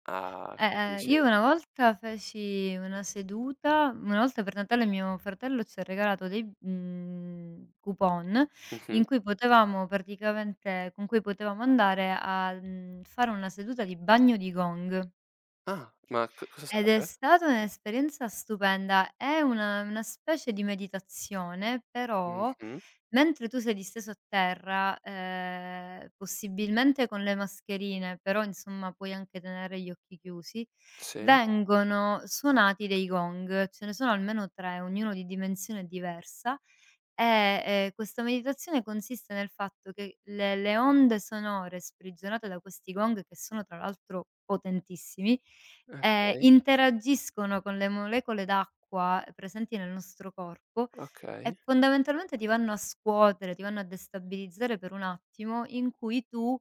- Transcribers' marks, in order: unintelligible speech; tapping
- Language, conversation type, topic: Italian, unstructured, Cosa fai quando ti senti molto stressato o sopraffatto?